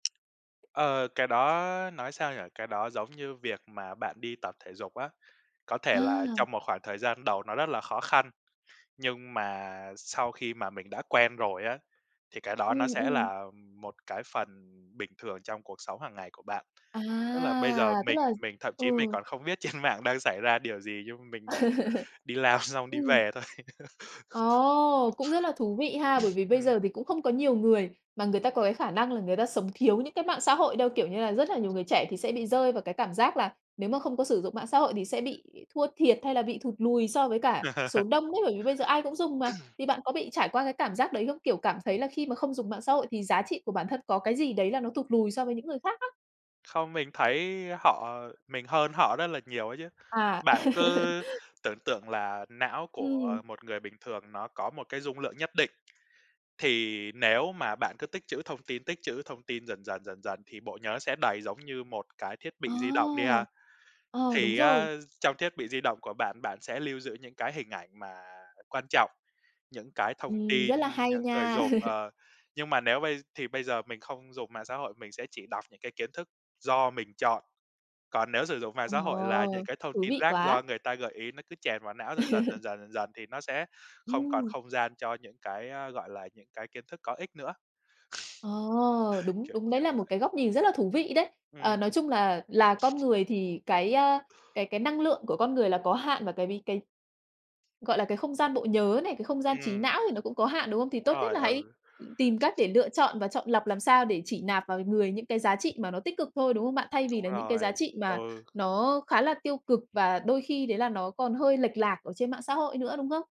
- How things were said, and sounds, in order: tapping; drawn out: "À"; laugh; laughing while speaking: "trên"; laughing while speaking: "làm xong"; laugh; other background noise; cough; laugh; throat clearing; laugh; laugh; laugh; sniff; other noise
- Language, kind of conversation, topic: Vietnamese, podcast, Lướt bảng tin quá nhiều có ảnh hưởng đến cảm giác giá trị bản thân không?